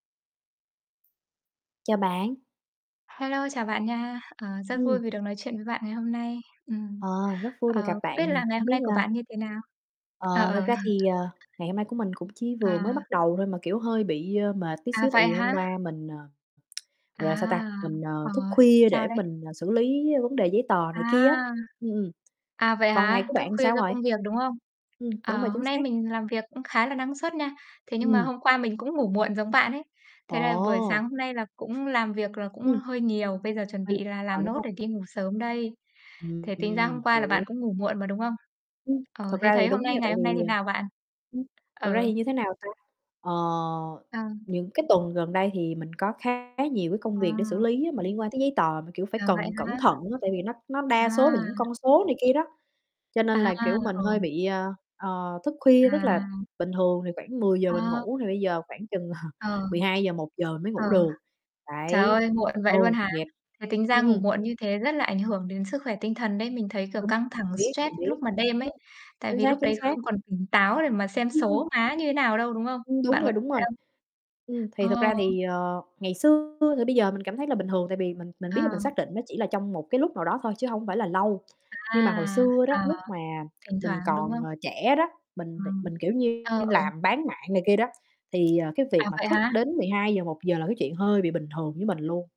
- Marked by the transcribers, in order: static; distorted speech; tapping; chuckle; other background noise; tongue click; mechanical hum; unintelligible speech; chuckle
- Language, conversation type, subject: Vietnamese, unstructured, Tại sao giấc ngủ lại quan trọng đối với sức khỏe tinh thần?